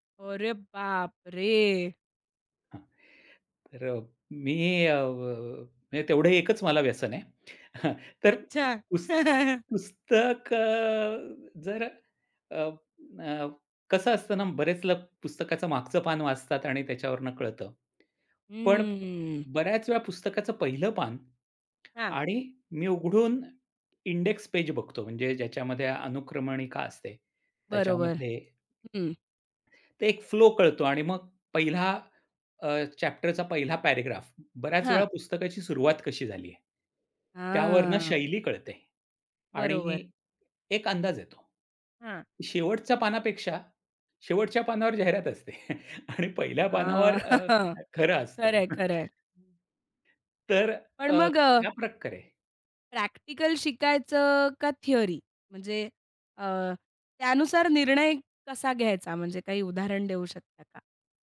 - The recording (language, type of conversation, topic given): Marathi, podcast, कोर्स, पुस्तक किंवा व्हिडिओ कशा प्रकारे निवडता?
- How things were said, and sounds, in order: other background noise; laughing while speaking: "हां"; laugh; drawn out: "कं"; tapping; drawn out: "हं"; in English: "इंडेक्स"; in English: "चॅप्टर"; in English: "पॅरग्राफ"; laugh; laughing while speaking: "असते आणि पहिल्या पानावर अ, खरं असतं"; chuckle